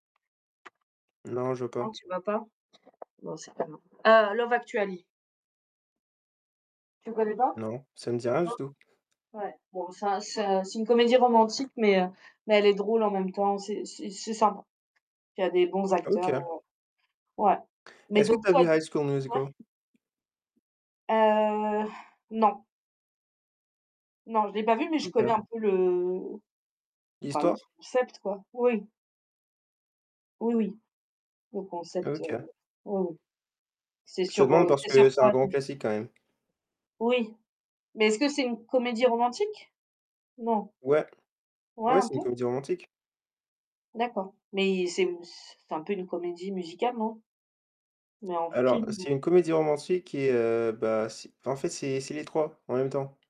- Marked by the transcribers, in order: tapping; other background noise; distorted speech; drawn out: "Heu"
- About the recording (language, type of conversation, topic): French, unstructured, Préférez-vous les films d’action ou les comédies romantiques, et qu’est-ce qui vous fait le plus rire ou vibrer ?